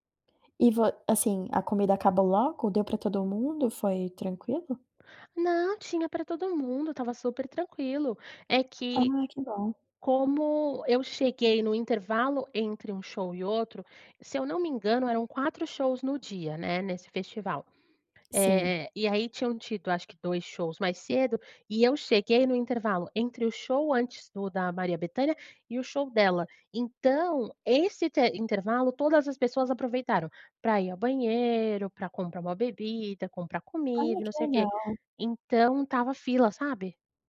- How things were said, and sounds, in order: none
- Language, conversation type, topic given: Portuguese, podcast, Qual foi o show ao vivo que mais te marcou?